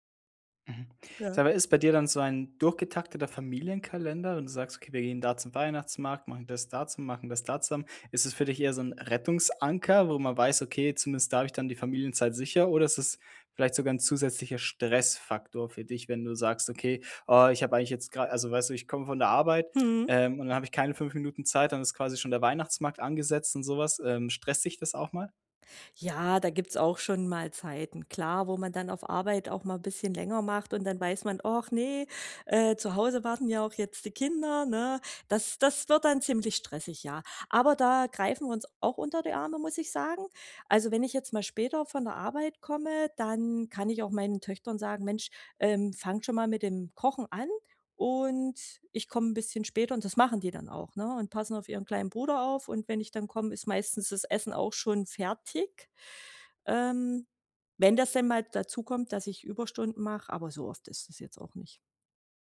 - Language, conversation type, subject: German, podcast, Wie schafft ihr es trotz Stress, jeden Tag Familienzeit zu haben?
- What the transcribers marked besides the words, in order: other background noise; stressed: "fertig"